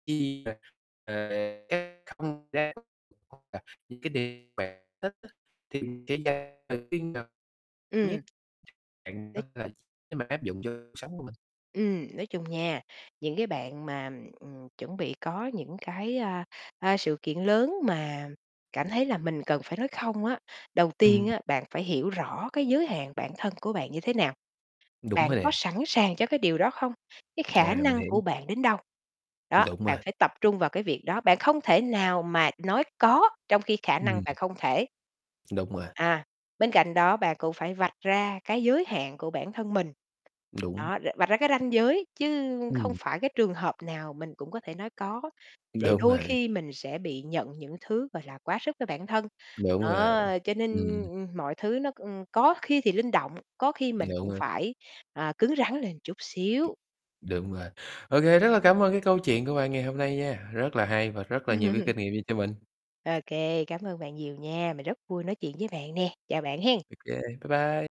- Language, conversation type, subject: Vietnamese, podcast, Bạn làm thế nào để nói “không” mà vẫn không làm mất lòng người khác?
- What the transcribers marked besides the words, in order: unintelligible speech; distorted speech; unintelligible speech; tapping; unintelligible speech; static; other background noise; chuckle